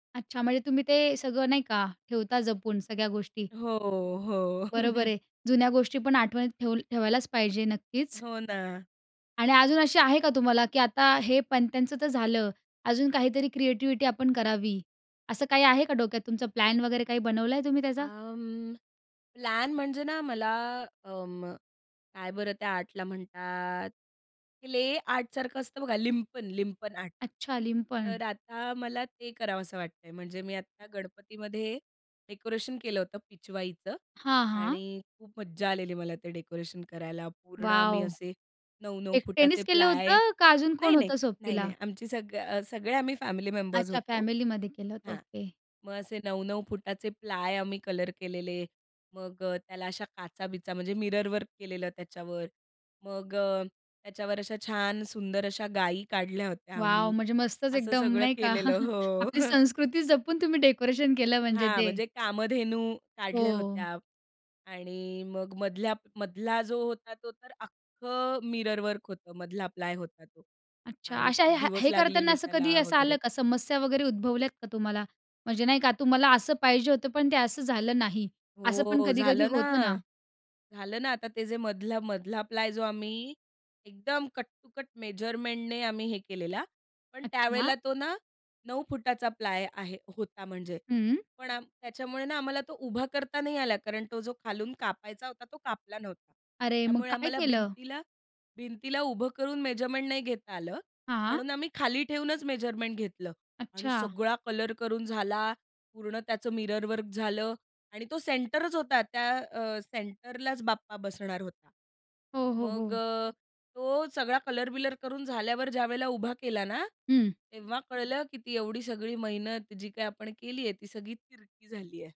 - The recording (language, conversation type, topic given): Marathi, podcast, संकल्पनेपासून काम पूर्ण होईपर्यंत तुमचा प्रवास कसा असतो?
- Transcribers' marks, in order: laugh; in English: "क्लेआर्ट"; in English: "मिररवर्क"; chuckle; in English: "मिररवर्क"; in English: "मेजरमेंटने"; in English: "मेजरमेंट"; in English: "मेजरमेंट"; in English: "मिररवर्क"; in English: "सेंटरच"; in English: "सेंटरलाच"